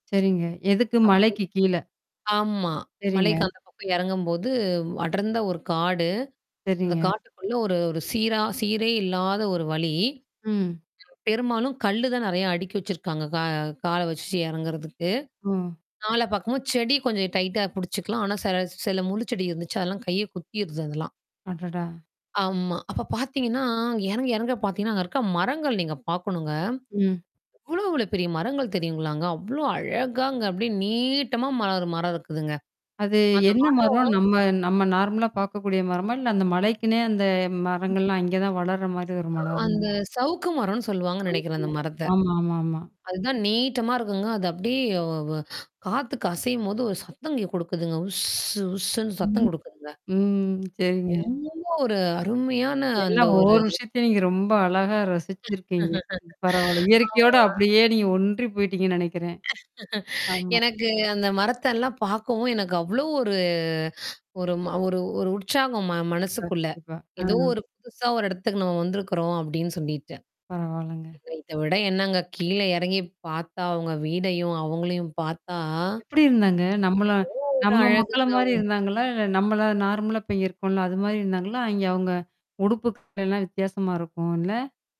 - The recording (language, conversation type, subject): Tamil, podcast, நீங்கள் இயற்கையுடன் முதல் முறையாக தொடர்பு கொண்ட நினைவு என்ன?
- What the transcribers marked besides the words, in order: tapping; distorted speech; static; unintelligible speech; in English: "டைட்டா"; other noise; sad: "அடடா!"; drawn out: "நீட்டமா"; in English: "நார்மலா"; other background noise; unintelligible speech; unintelligible speech; drawn out: "உஸ்"; laughing while speaking: "ம். சரிங்க"; drawn out: "ரொம்ப"; laughing while speaking: "ஆமா"; laughing while speaking: "எனக்கு"; drawn out: "ஒரு"; drawn out: "பார்த்தா"; in English: "நார்மலா"; unintelligible speech